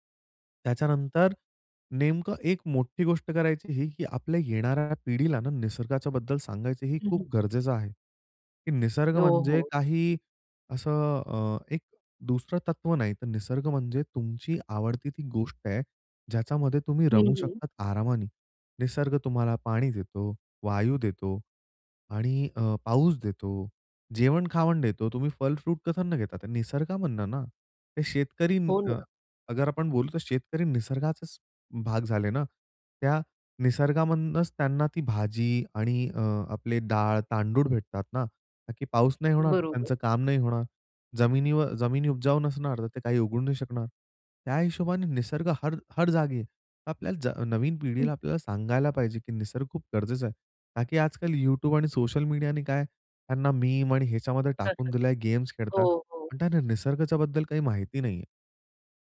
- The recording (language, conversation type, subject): Marathi, podcast, निसर्गाची साधी जीवनशैली तुला काय शिकवते?
- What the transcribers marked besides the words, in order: other background noise; unintelligible speech